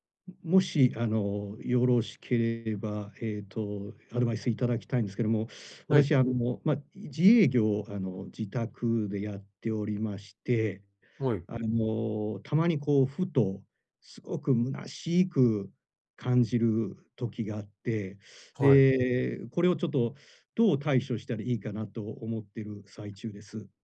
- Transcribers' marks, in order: other background noise; stressed: "すごく虚しく"
- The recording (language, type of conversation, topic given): Japanese, advice, 記念日や何かのきっかけで湧いてくる喪失感や満たされない期待に、穏やかに対処するにはどうすればよいですか？